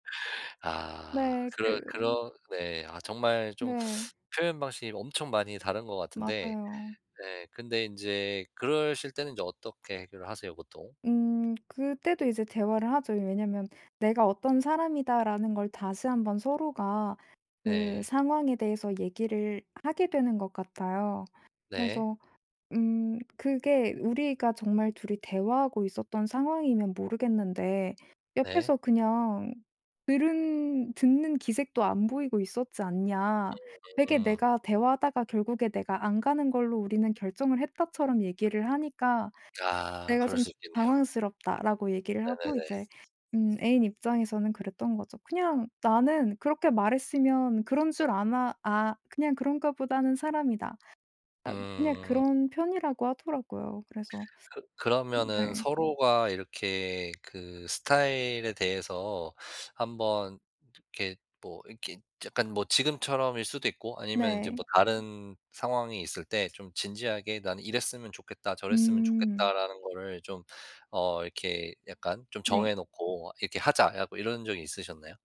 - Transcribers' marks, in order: other background noise; tapping
- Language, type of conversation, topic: Korean, podcast, 사랑 표현 방식이 서로 다를 때 어떻게 맞춰 가면 좋을까요?